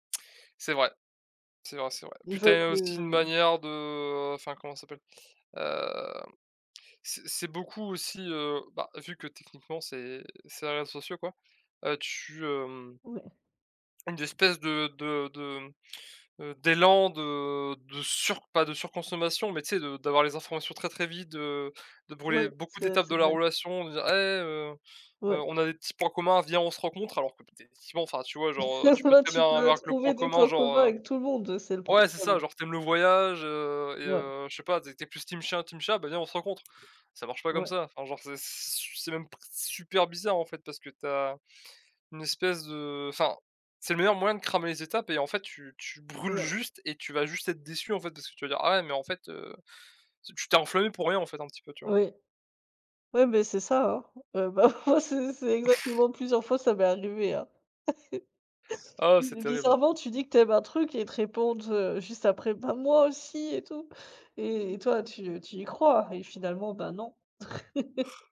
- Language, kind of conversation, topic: French, unstructured, Les réseaux sociaux facilitent-ils ou compliquent-ils les relations interpersonnelles ?
- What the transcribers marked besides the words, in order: tapping; chuckle; laughing while speaking: "Là"; laughing while speaking: "bah, moi"; chuckle; chuckle; laugh